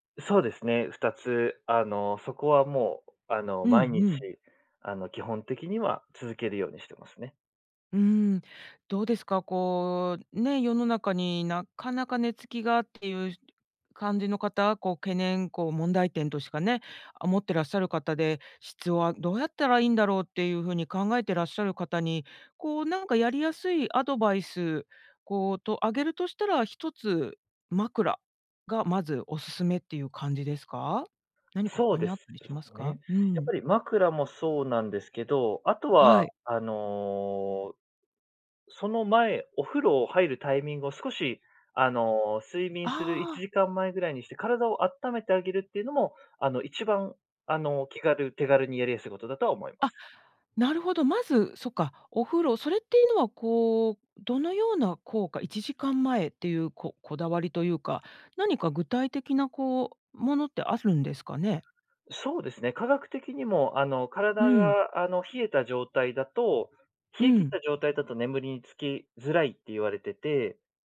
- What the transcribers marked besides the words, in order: tapping
- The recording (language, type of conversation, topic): Japanese, podcast, 睡眠の質を上げるために、普段どんな工夫をしていますか？